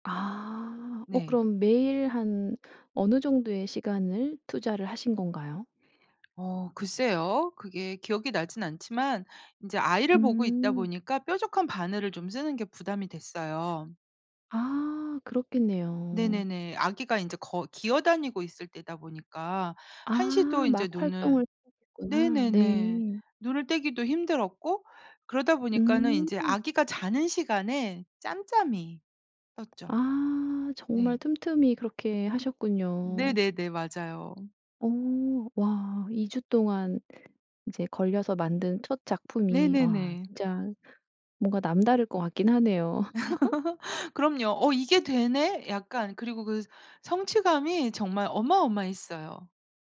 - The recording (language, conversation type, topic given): Korean, podcast, 요즘 빠진 취미가 뭐예요?
- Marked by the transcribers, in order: tapping; other background noise; laugh